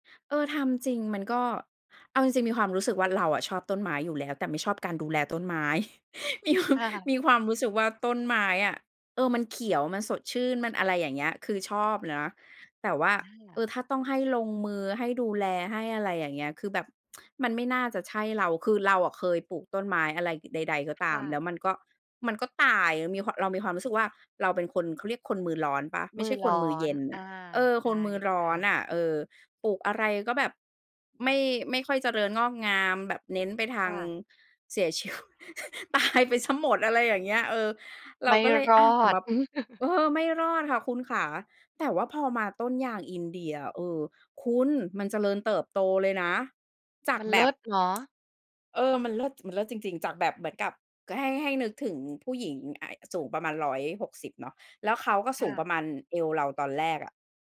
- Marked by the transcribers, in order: chuckle; laughing while speaking: "มีความ"; tsk; other background noise; other noise; laughing while speaking: "ชีว ตาย"; chuckle; chuckle
- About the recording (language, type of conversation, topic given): Thai, podcast, มีเคล็ดลับจัดเวลาให้กลับมาทำงานอดิเรกไหม?